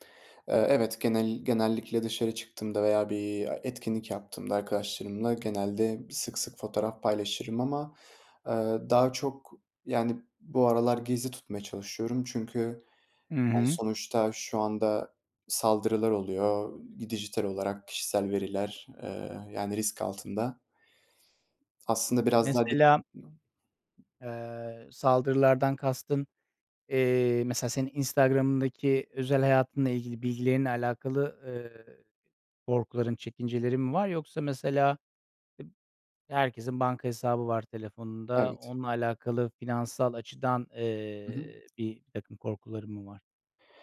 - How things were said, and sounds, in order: tapping; unintelligible speech
- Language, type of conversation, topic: Turkish, podcast, Dijital gizliliğini korumak için neler yapıyorsun?
- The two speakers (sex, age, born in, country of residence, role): male, 20-24, Turkey, Netherlands, guest; male, 40-44, Turkey, Netherlands, host